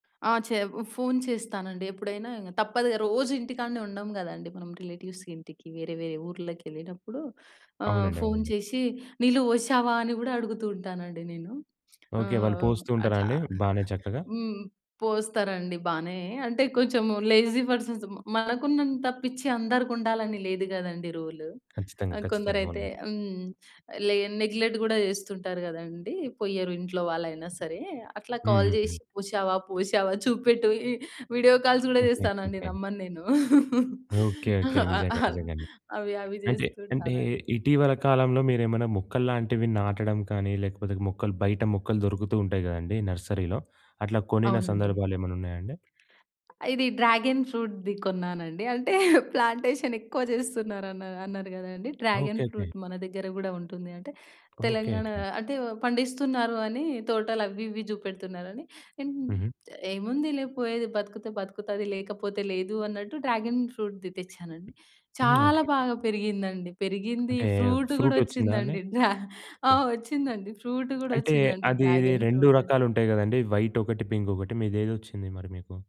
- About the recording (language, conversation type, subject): Telugu, podcast, మీ ఇంట్లో మొక్కలు పెంచడం వల్ల మీ రోజువారీ జీవితం ఎలా మారింది?
- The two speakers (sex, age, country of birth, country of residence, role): female, 20-24, India, India, guest; male, 20-24, India, India, host
- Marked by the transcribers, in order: in English: "రిలేటివ్స్"; in English: "లేజీ పర్సన్స్"; tapping; in English: "రూల్"; in English: "నెగ్లెక్ట్"; other background noise; in English: "కాల్"; in English: "వీడియో కాల్స్"; chuckle; in English: "నర్సరీ‌లో?"; in English: "డ్రాగన్ ఫ్రూట్‌ది"; chuckle; in English: "ప్లాంటేషన్"; in English: "డ్రాగన్ ఫ్రూట్"; in English: "డ్రాగన్ ఫ్రూట్‌ది"; in English: "ఫ్రూట్"; in English: "ఫ్రూట్"; chuckle; in English: "ఫ్రూట్"; in English: "డ్రాగన్ ఫ్రూట్"; in English: "వైట్"; in English: "పింక్"